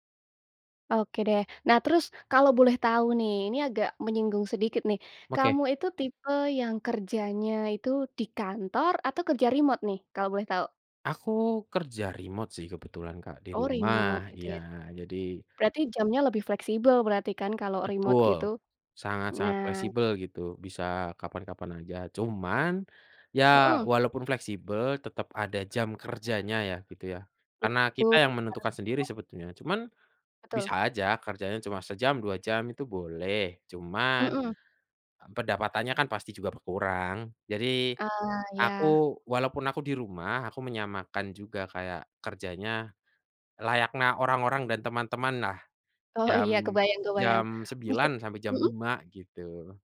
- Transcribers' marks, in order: other animal sound; "layaknya" said as "layakna"
- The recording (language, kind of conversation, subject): Indonesian, podcast, Bagaimana cara Anda tetap aktif meski bekerja sambil duduk seharian?